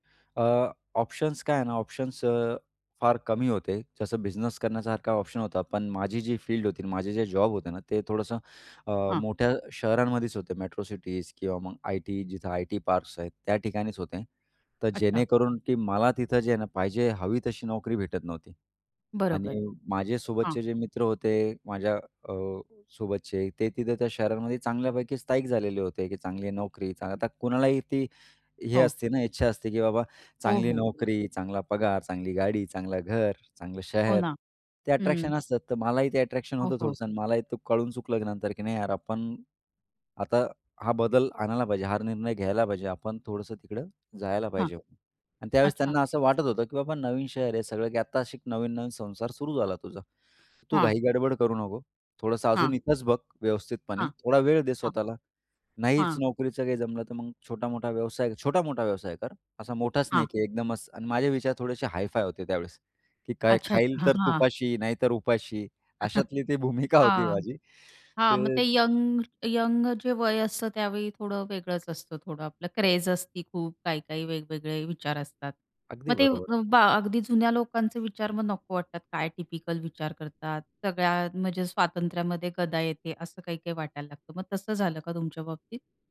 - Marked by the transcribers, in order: "हा" said as "हार"; laughing while speaking: "भूमिका होती माझी"
- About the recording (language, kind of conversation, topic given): Marathi, podcast, कुटुंबाच्या अपेक्षा आपल्या निर्णयांवर कसा प्रभाव टाकतात?